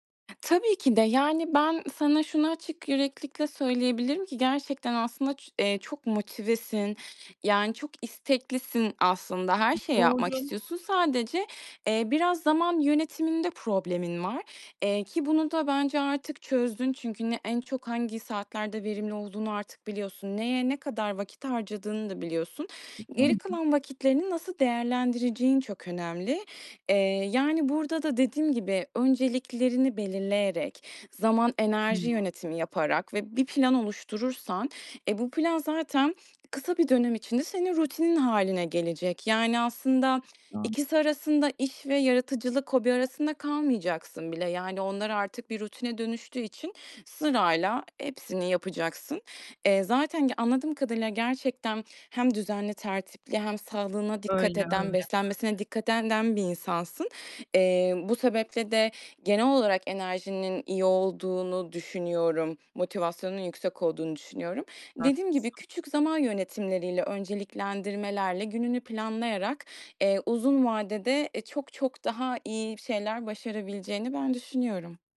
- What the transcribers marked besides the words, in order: unintelligible speech; other background noise; unintelligible speech; unintelligible speech; unintelligible speech
- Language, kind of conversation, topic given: Turkish, advice, İş ile yaratıcılık arasında denge kurmakta neden zorlanıyorum?